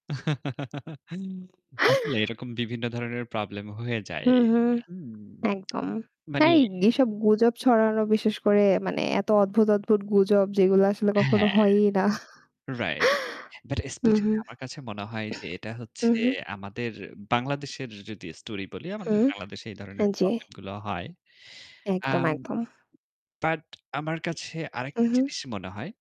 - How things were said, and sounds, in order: static; chuckle; other background noise; chuckle; lip smack; chuckle; distorted speech
- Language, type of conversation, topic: Bengali, unstructured, অফিসে মিথ্যা কথা বা গুজব ছড়ালে তার প্রভাব আপনার কাছে কেমন লাগে?